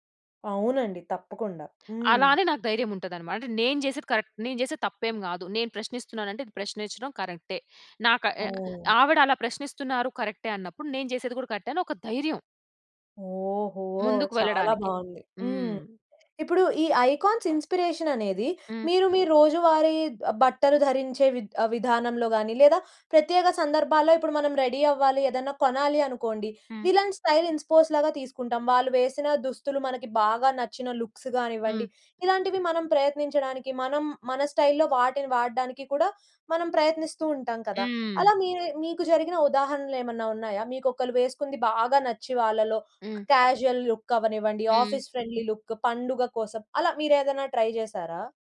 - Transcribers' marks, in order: in English: "కరెక్ట్"; stressed: "ధైర్యం"; other background noise; in English: "ఐకాన్స్ ఇన్స్పిరేషన్"; in English: "రెడీ"; in English: "విలన్ స్టైల్ ఇన్స్ పోస్"; in English: "లుక్స్"; in English: "స్టైల్‌లో"; stressed: "బాగా"; in English: "క్యాజువల్ లుక్"; in English: "ఆఫీస్ ఫ్రెండ్లీ లుక్"; in English: "ట్రై"
- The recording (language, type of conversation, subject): Telugu, podcast, మీ శైలికి ప్రేరణనిచ్చే వ్యక్తి ఎవరు?